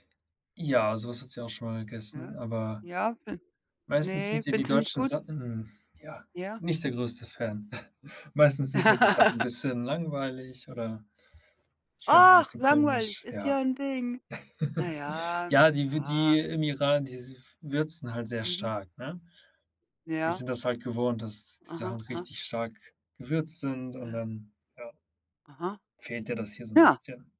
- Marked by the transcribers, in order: unintelligible speech; "Sachen" said as "Satten"; chuckle; laugh; drawn out: "Ach"; tapping; chuckle; other background noise
- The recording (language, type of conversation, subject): German, unstructured, Was macht ein Gericht für dich besonders lecker?